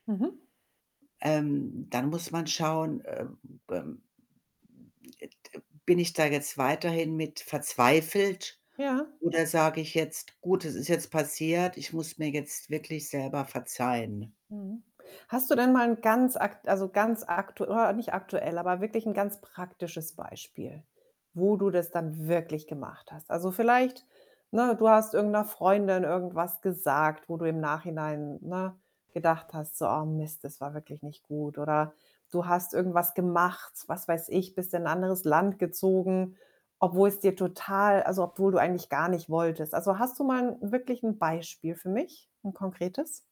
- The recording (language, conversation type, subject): German, podcast, Wann ist es an der Zeit, sich selbst zu verzeihen?
- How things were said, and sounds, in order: static; tapping; other background noise; distorted speech